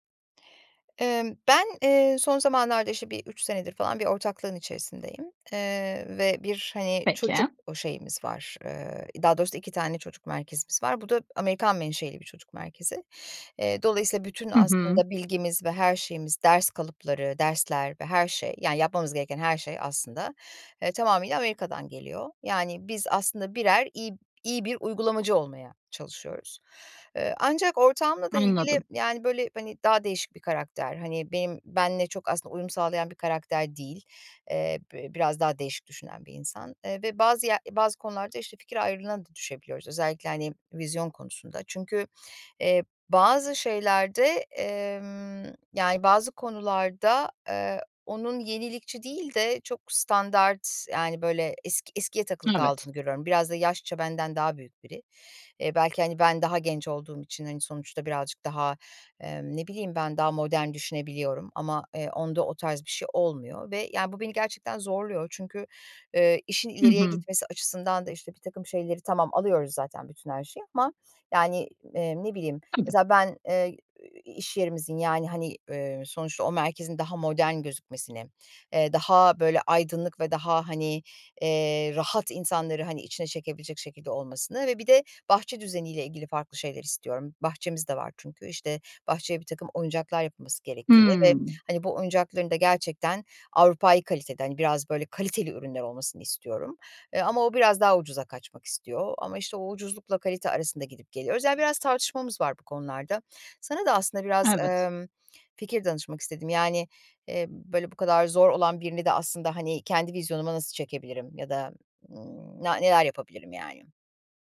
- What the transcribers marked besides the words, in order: stressed: "kaliteli"
- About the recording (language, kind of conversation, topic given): Turkish, advice, Ortağınızla işin yönü ve vizyon konusunda büyük bir fikir ayrılığı yaşıyorsanız bunu nasıl çözebilirsiniz?